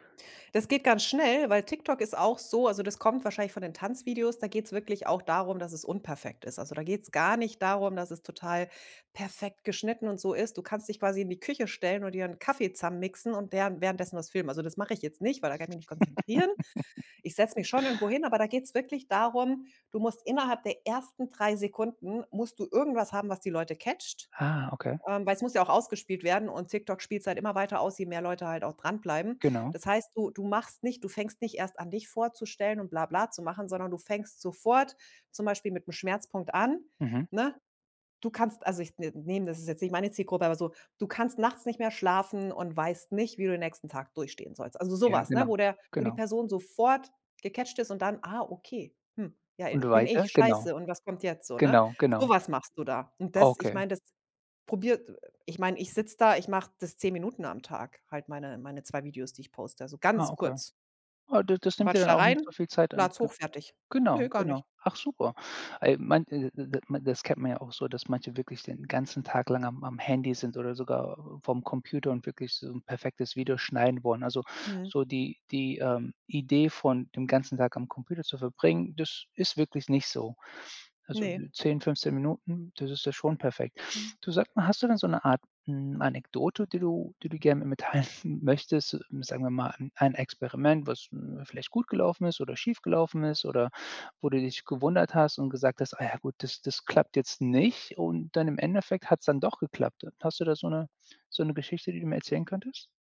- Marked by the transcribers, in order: stressed: "gar"; giggle; laughing while speaking: "teilen"; stressed: "nicht"
- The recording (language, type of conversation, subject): German, podcast, Wie entscheidest du, welche Plattform am besten zu dir passt?